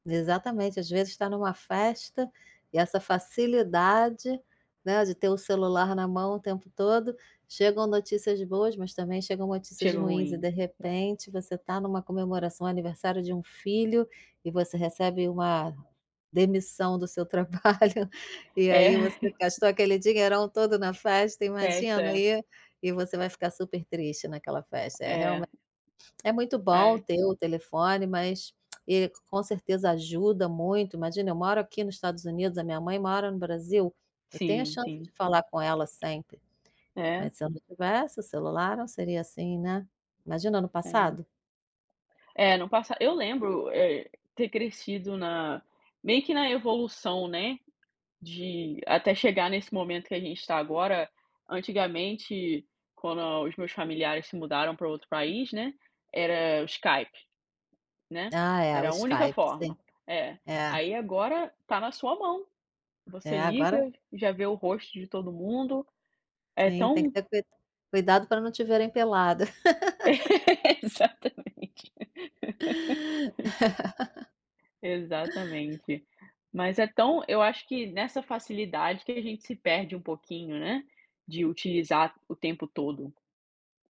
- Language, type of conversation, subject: Portuguese, unstructured, Como você se sente em relação ao tempo excessivo que passamos no celular, e você acha que as redes sociais ajudam ou atrapalham as relações pessoais?
- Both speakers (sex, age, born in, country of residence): female, 50-54, Brazil, United States; other, 25-29, Brazil, United States
- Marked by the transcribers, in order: tapping; laughing while speaking: "trabalho"; laugh; other background noise; laughing while speaking: "Exatamente"; laugh; laugh